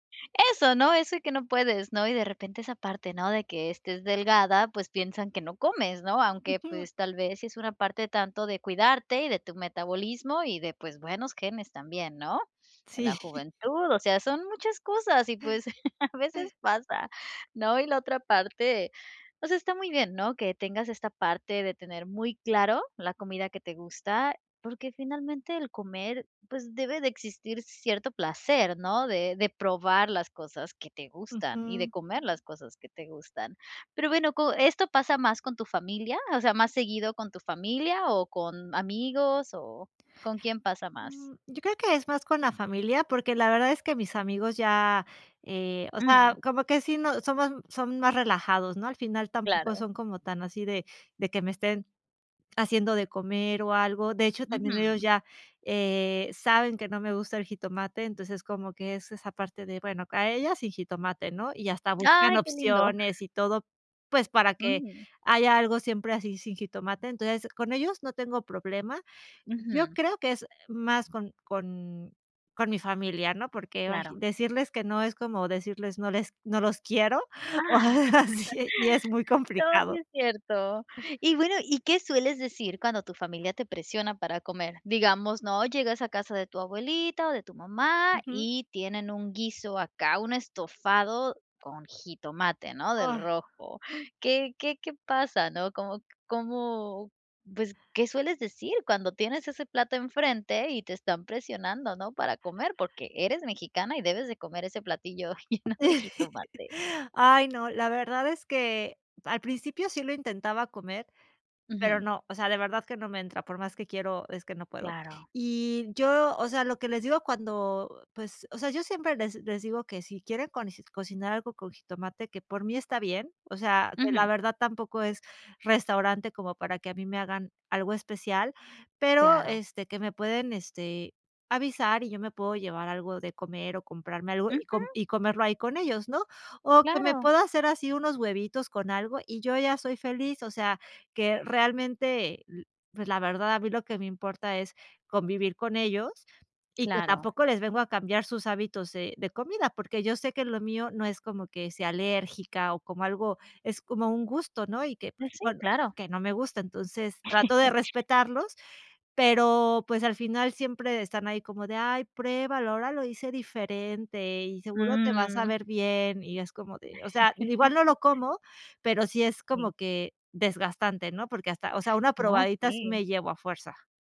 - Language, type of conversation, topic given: Spanish, advice, ¿Cómo puedo manejar la presión social cuando como fuera?
- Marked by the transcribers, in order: laughing while speaking: "Sí"; chuckle; laughing while speaking: "Ah"; laughing while speaking: "o algo así, y es muy complicado"; laughing while speaking: "lleno de jitomate"; laugh; laugh; laugh